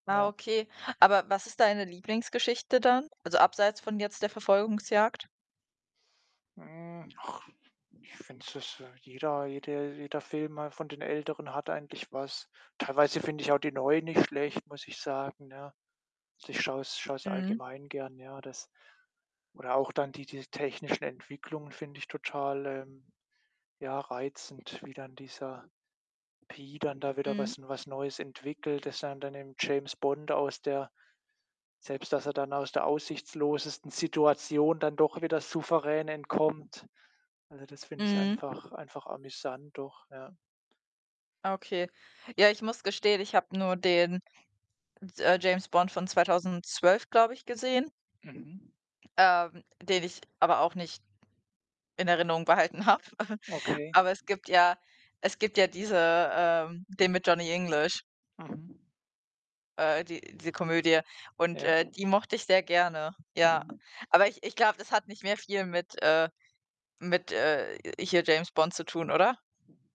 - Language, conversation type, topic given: German, unstructured, Welche Erlebnisse verbindest du mit deinem Lieblingsfilm?
- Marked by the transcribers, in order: mechanical hum; other background noise; in English: "P"; laughing while speaking: "habe"; chuckle